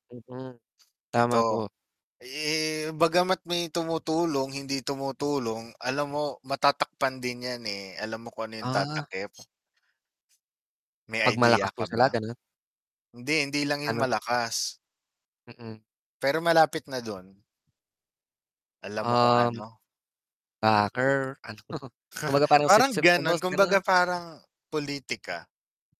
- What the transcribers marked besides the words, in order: static; mechanical hum; tapping; laughing while speaking: "ano?"; chuckle
- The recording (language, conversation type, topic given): Filipino, unstructured, Bakit nakakadismaya kapag may mga taong hindi tumutulong kahit sa simpleng gawain?